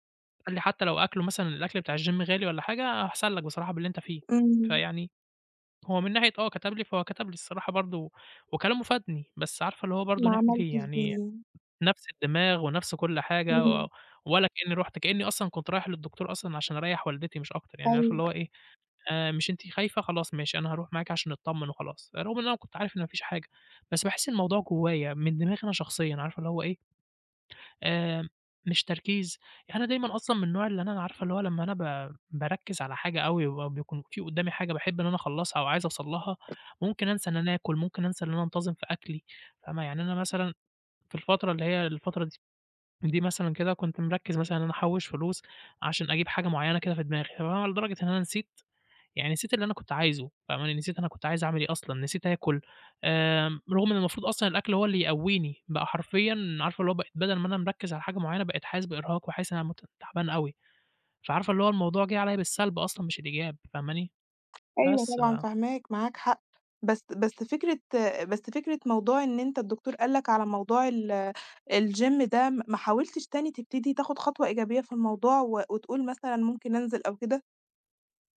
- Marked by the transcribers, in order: tapping; in English: "الgym"; unintelligible speech; in English: "الgym"
- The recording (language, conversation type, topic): Arabic, advice, إزاي أظبّط مواعيد أكلي بدل ما تبقى ملخبطة وبتخلّيني حاسس/ة بإرهاق؟